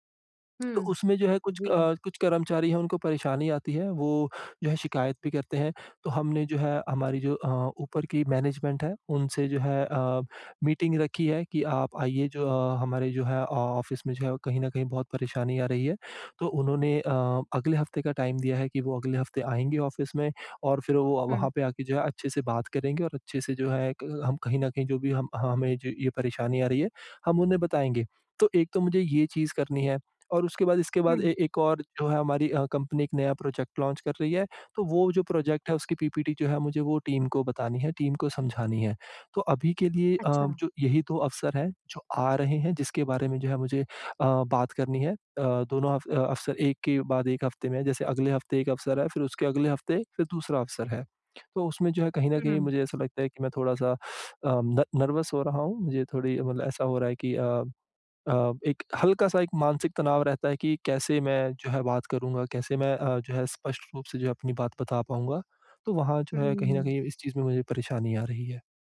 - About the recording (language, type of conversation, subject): Hindi, advice, मैं अपनी बात संक्षेप और स्पष्ट रूप से कैसे कहूँ?
- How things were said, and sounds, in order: tapping; in English: "मैनेजमेंट"; in English: "ऑफ़िस"; in English: "टाइम"; in English: "ऑफ़िस"; in English: "लॉन्च"; in English: "टीम"; in English: "टीम"; in English: "न नर्वस"